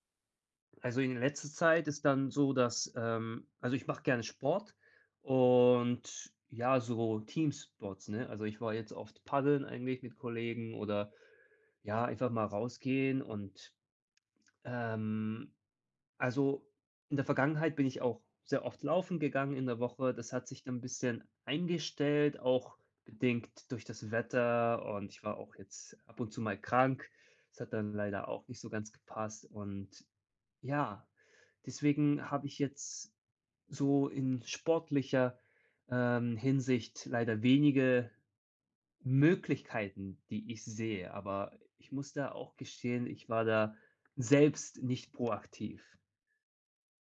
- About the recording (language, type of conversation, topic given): German, advice, Wie kann ich zu Hause endlich richtig zur Ruhe kommen und entspannen?
- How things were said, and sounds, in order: tapping